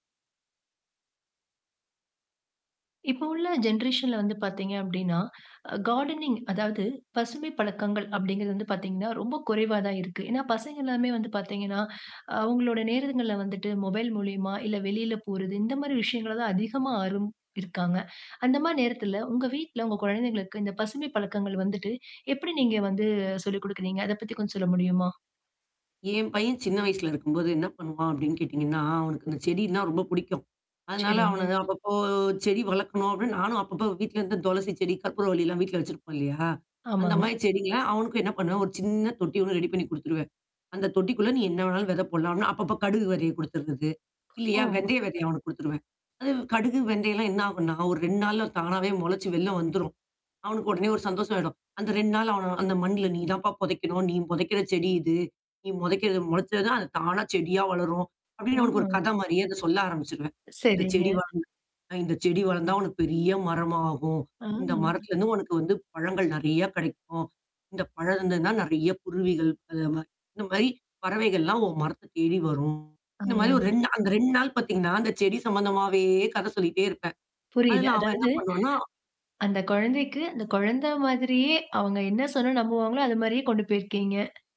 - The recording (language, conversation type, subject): Tamil, podcast, வீட்டில் குழந்தைகளுக்கு பசுமையான பழக்கங்களை நீங்கள் எப்படி கற்றுக்கொடுக்கிறீர்கள்?
- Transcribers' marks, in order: in English: "ஜென்ரேசன்ல"; in English: "கார்டானிங்"; in English: "மொபைல்"; distorted speech; drawn out: "அப்பப்போ"; in English: "ரெடி"; other noise; "வெளில" said as "வெள்ல"; "புதைக்கிறது" said as "மொதைக்கிறது"; static; drawn out: "சம்மந்தமாவே"